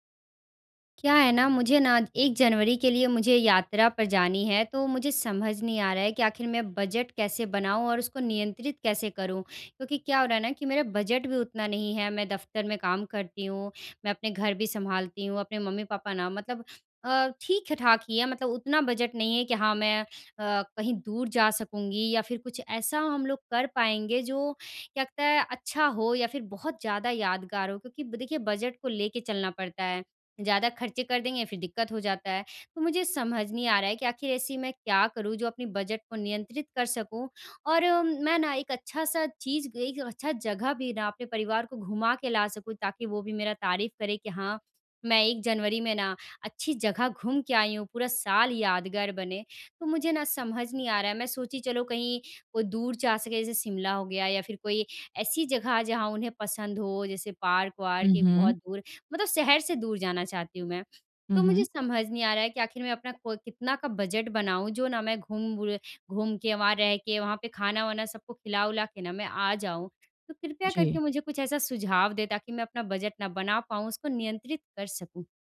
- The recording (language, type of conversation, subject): Hindi, advice, यात्रा के लिए बजट कैसे बनाएं और खर्चों को नियंत्रित कैसे करें?
- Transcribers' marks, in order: none